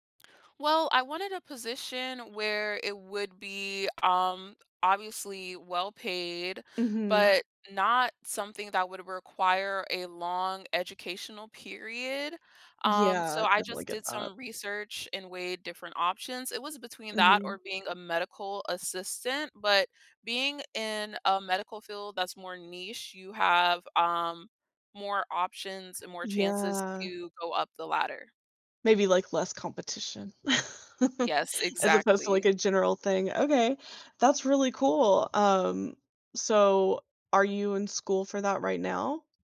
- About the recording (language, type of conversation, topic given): English, unstructured, How did joining different clubs shape our individual passions and hobbies?
- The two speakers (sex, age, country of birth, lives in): female, 25-29, United States, United States; female, 30-34, United States, United States
- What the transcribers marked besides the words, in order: tapping; laugh